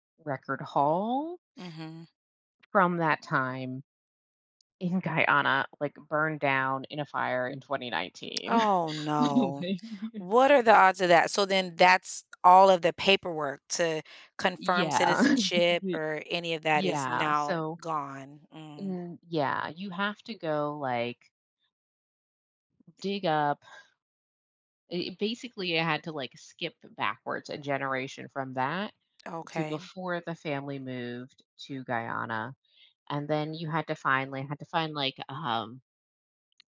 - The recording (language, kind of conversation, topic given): English, advice, How should I prepare for a big life change?
- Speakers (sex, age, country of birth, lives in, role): female, 40-44, United States, United States, user; female, 45-49, United States, United States, advisor
- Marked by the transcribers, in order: laughing while speaking: "in"; laughing while speaking: "The whole thing"; chuckle